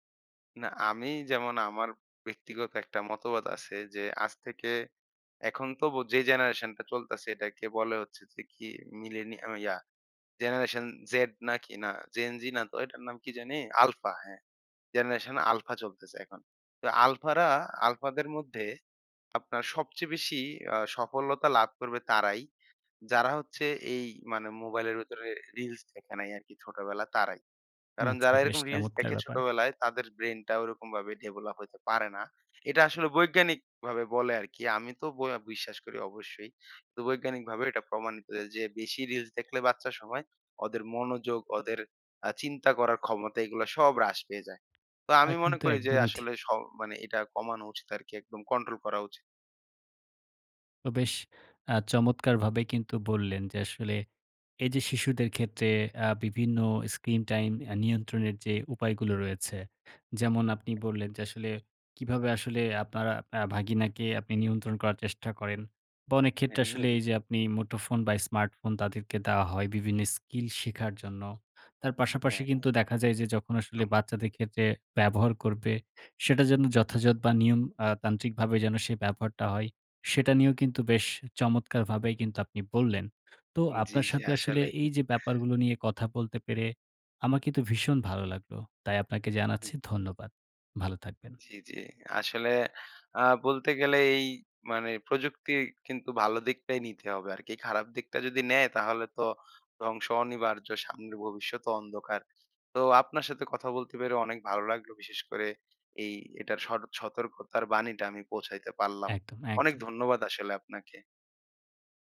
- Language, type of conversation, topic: Bengali, podcast, শিশুদের স্ক্রিন টাইম নিয়ন্ত্রণে সাধারণ কোনো উপায় আছে কি?
- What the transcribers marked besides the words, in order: chuckle; "যথাযথ" said as "যথাযদ"